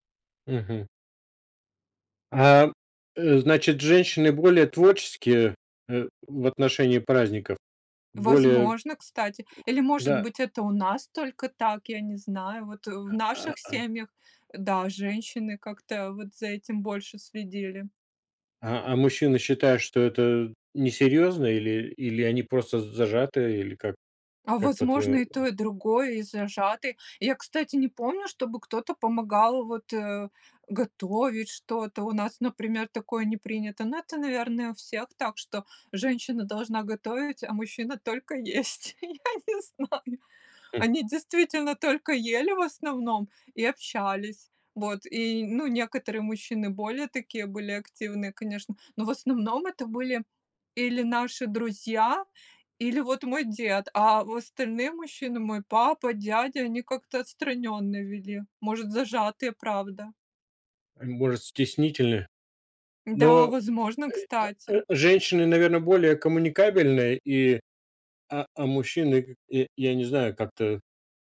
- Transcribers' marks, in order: other background noise; tapping; laughing while speaking: "Я не знаю"
- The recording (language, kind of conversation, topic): Russian, podcast, Как проходили семейные праздники в твоём детстве?